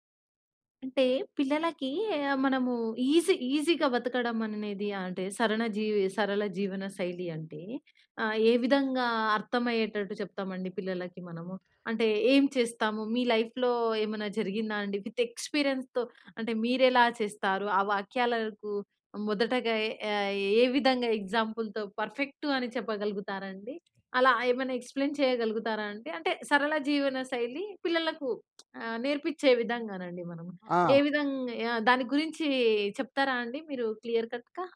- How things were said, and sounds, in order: in English: "ఈజీ ఈజీగా"; in English: "లైఫ్‌లో"; in English: "విత్ ఎక్స్‌పీరియన్స్‌తో"; in English: "ఎగ్జాంపుల్‌తో"; in English: "ఎక్స్‌ప్లెయిన్"; tapping; lip smack; in English: "క్లియర్ కట్‌గా?"
- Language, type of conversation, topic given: Telugu, podcast, పిల్లలకు అర్థమయ్యేలా సరళ జీవనశైలి గురించి ఎలా వివరించాలి?